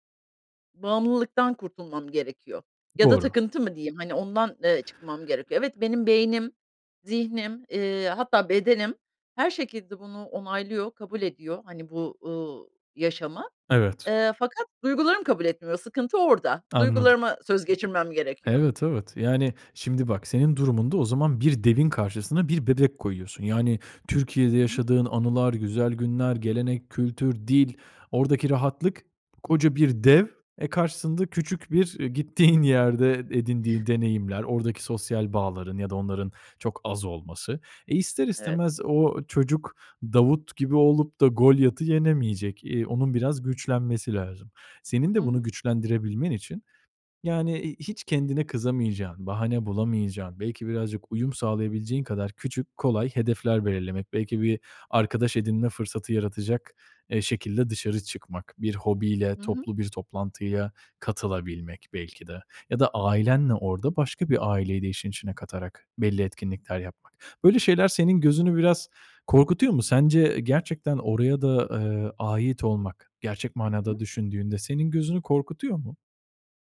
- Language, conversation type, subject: Turkish, advice, Yeni bir şehre taşınmaya karar verirken nelere dikkat etmeliyim?
- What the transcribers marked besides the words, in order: other background noise; tapping; other noise